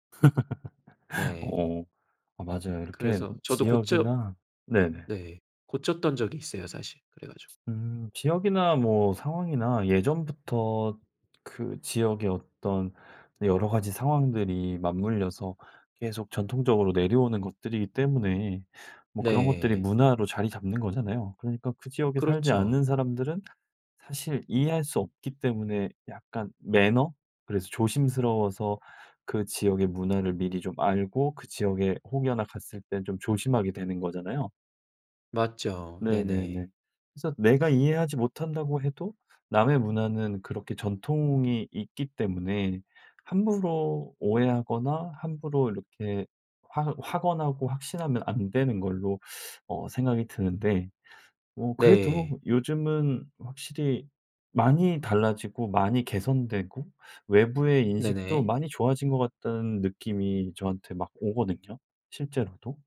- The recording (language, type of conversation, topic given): Korean, podcast, 네 문화에 대해 사람들이 오해하는 점은 무엇인가요?
- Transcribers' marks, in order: laugh; other background noise; teeth sucking